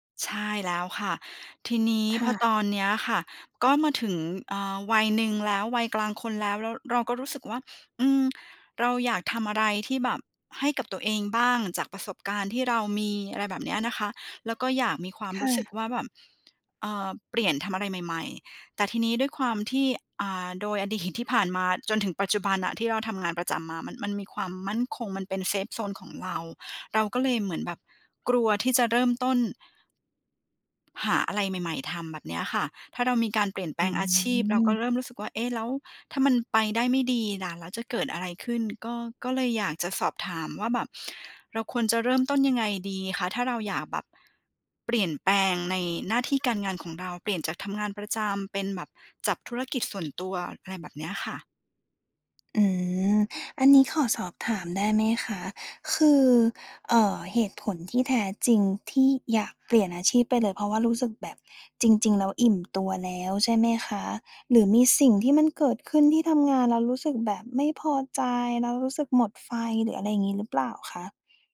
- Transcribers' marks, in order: tapping; other background noise; in English: "เซฟโซน"
- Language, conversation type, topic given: Thai, advice, จะเปลี่ยนอาชีพอย่างไรดีทั้งที่กลัวการเริ่มต้นใหม่?